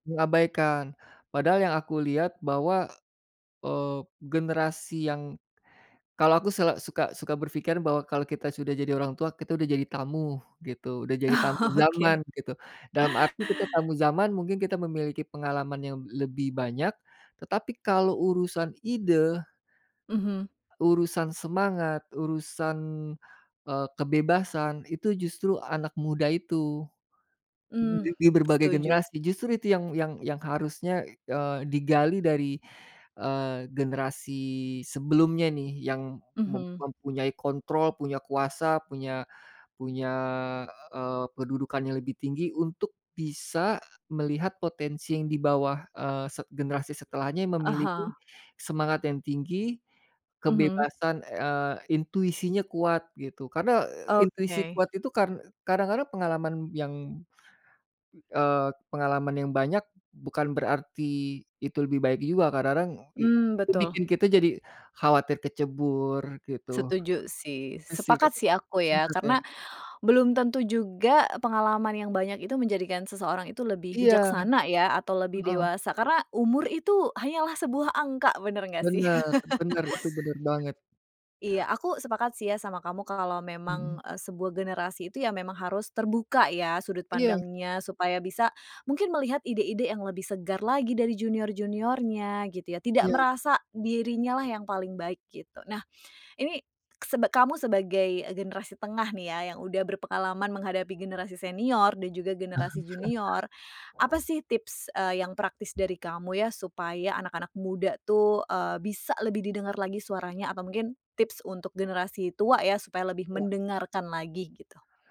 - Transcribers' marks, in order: laughing while speaking: "Oh, oke"; other background noise; unintelligible speech; laugh; tapping; chuckle
- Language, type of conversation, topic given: Indonesian, podcast, Apa yang biasanya membuat generasi muda merasa kurang didengarkan di keluarga?